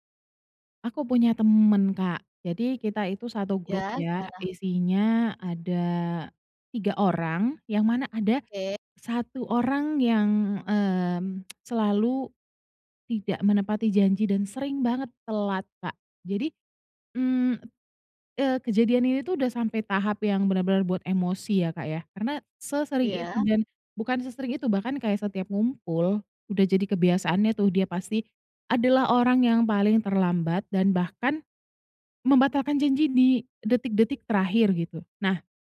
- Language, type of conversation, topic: Indonesian, advice, Bagaimana cara menyelesaikan konflik dengan teman yang sering terlambat atau tidak menepati janji?
- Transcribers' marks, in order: tongue click